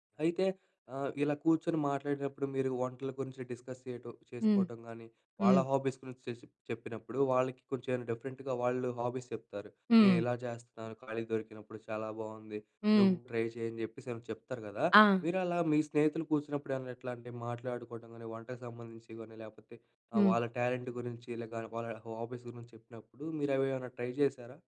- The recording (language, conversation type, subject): Telugu, podcast, బిజీ షెడ్యూల్లో హాబీకి సమయం ఎలా కేటాయించుకోవాలి?
- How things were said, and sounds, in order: in English: "డిస్కస్"; in English: "హాబీస్"; in English: "డిఫరెంట్‌గా"; in English: "హాబీస్"; in English: "టాలెంట్"; in English: "హాబీస్"; in English: "ట్రై"